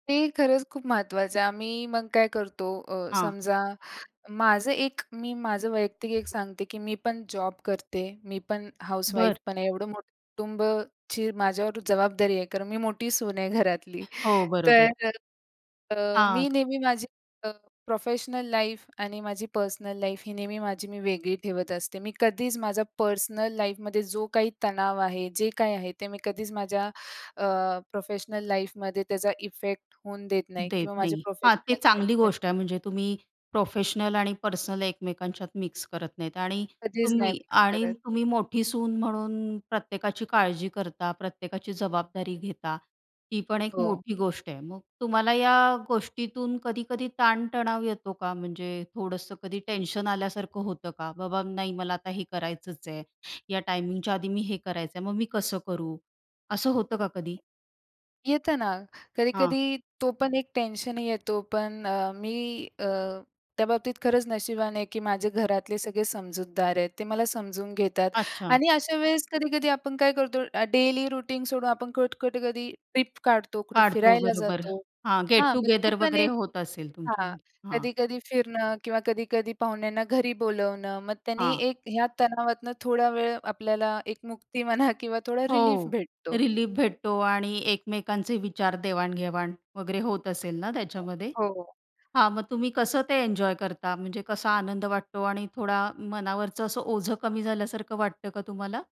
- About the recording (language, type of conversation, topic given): Marathi, podcast, कुटुंबीयांशी किंवा मित्रांशी बोलून तू तणाव कसा कमी करतोस?
- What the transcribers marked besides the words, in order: other noise; laughing while speaking: "कारण मी मोठी सून आहे घरातली"; in English: "प्रोफेशनल लाईफ"; in English: "पर्सनल लाईफ"; in English: "पर्सनल लाईफमध्ये"; in English: "प्रोफेशनल लाईफमध्ये"; in English: "प्रोफेशनल लाईफध्ये"; other background noise; tapping; in English: "डेली रूटीन"; in English: "गेट टुगेदर"; chuckle